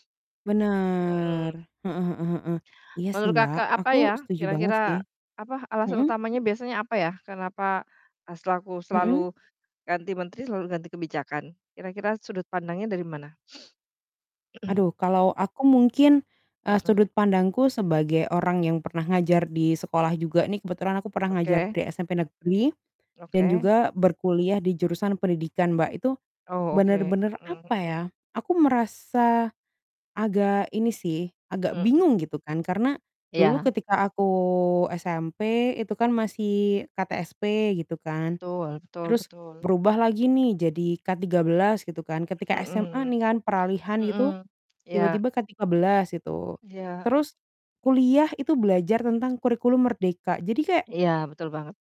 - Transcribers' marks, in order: drawn out: "Bener"; throat clearing
- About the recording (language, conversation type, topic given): Indonesian, unstructured, Mengapa kebijakan pendidikan sering berubah-ubah dan membingungkan?